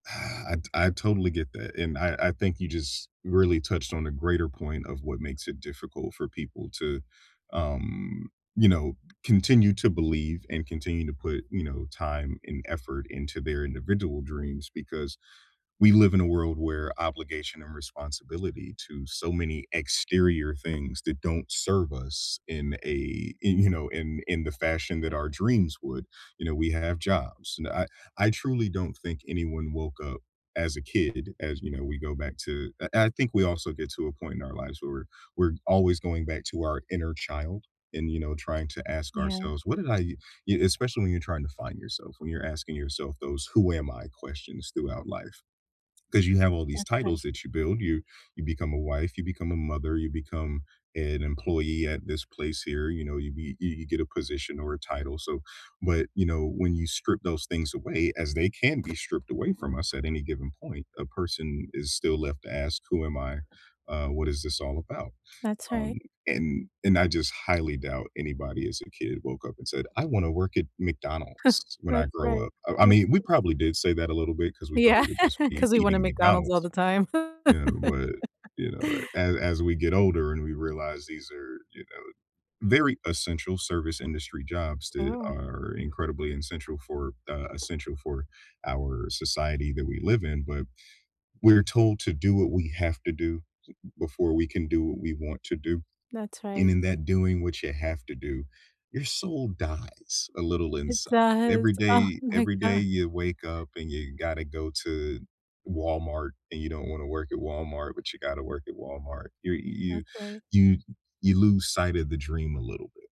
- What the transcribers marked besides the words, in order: tapping; other background noise; laughing while speaking: "you"; chuckle; laughing while speaking: "Yeah"; laugh; "essential" said as "ensential"
- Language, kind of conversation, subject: English, unstructured, What advice would you give to someone who is just starting to work toward their dreams?
- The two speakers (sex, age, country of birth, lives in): female, 40-44, United States, United States; male, 35-39, United States, United States